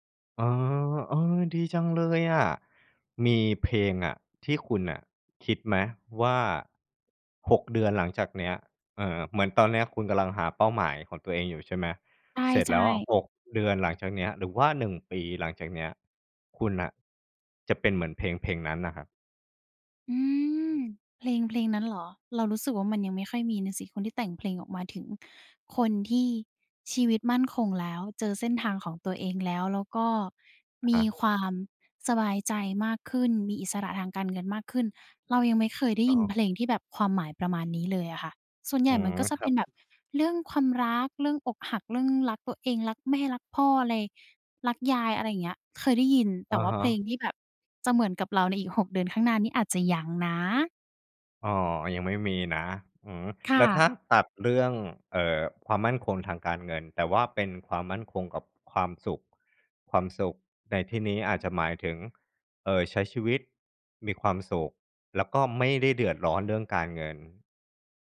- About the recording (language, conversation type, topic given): Thai, podcast, เพลงไหนที่เป็นเพลงประกอบชีวิตของคุณในตอนนี้?
- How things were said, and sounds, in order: none